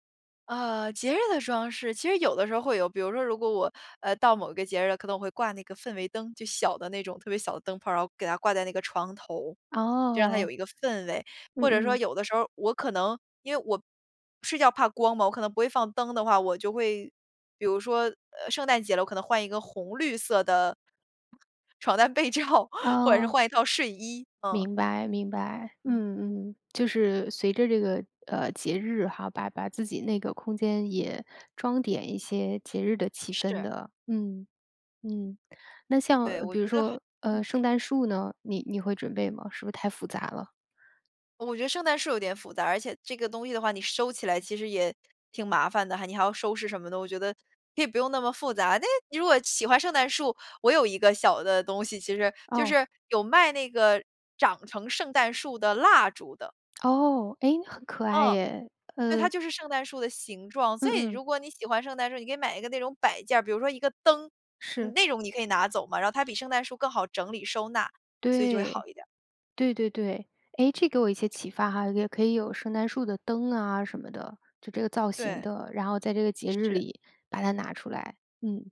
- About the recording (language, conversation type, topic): Chinese, podcast, 有哪些简单的方法能让租来的房子更有家的感觉？
- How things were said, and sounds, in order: laughing while speaking: "被罩"